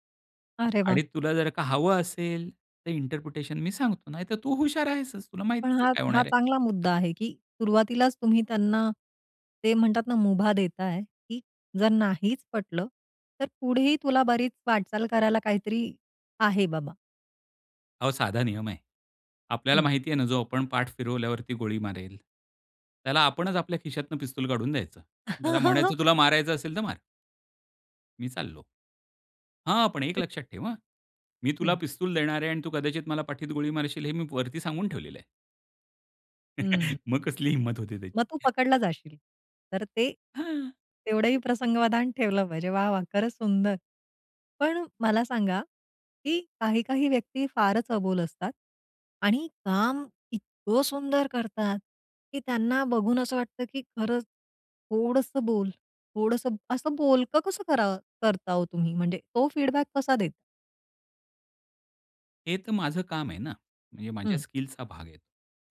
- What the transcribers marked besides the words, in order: in English: "इंटरप्रिटेशन"; chuckle; chuckle; laughing while speaking: "मग कसली हिम्मत होती त्याची?"; other background noise; in English: "फीडबॅक"
- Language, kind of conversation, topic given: Marathi, podcast, फीडबॅक देताना तुमची मांडणी कशी असते?